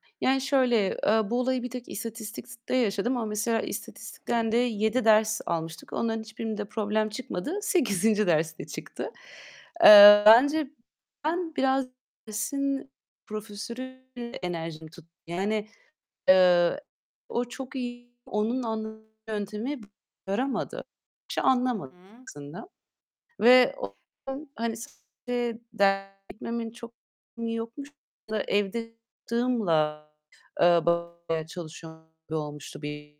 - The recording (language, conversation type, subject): Turkish, podcast, Başarısızlıkla karşılaştığında kendini nasıl toparlarsın?
- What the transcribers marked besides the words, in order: other background noise; "istatistikte" said as "istatistikste"; distorted speech; laughing while speaking: "sekizinci"; static; tapping